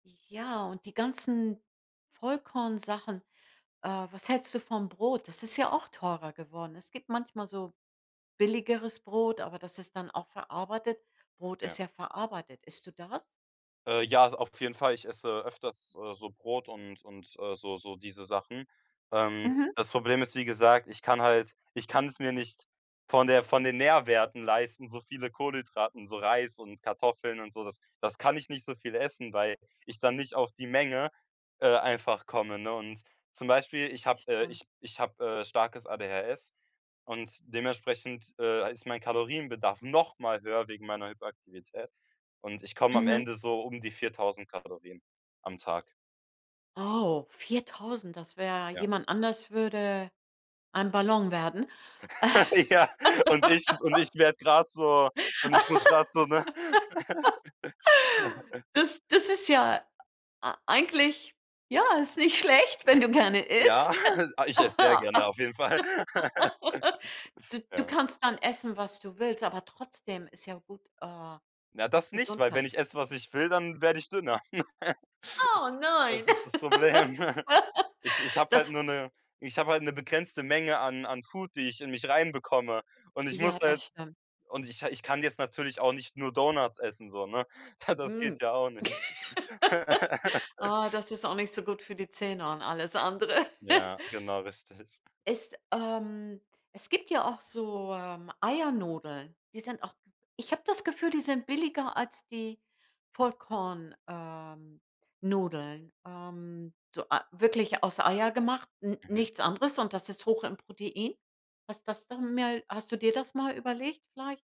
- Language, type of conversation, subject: German, advice, Wie kann ich eine gesunde Ernährung mit einem begrenzten Budget organisieren?
- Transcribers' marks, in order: stressed: "noch"; other background noise; surprised: "Oh"; laugh; laugh; laugh; giggle; laugh; giggle; laugh; surprised: "Oh nein"; giggle; laugh; in English: "Food"; laugh; giggle; laugh; chuckle